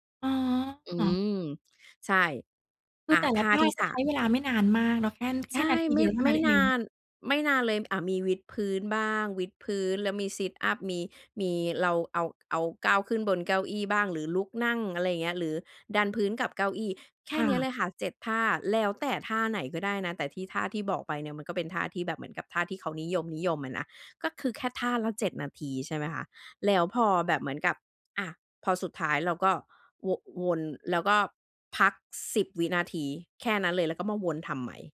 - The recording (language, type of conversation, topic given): Thai, podcast, ถ้ามีเวลาออกกำลังกายแค่ไม่กี่นาที เราสามารถทำอะไรได้บ้าง?
- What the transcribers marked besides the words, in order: tapping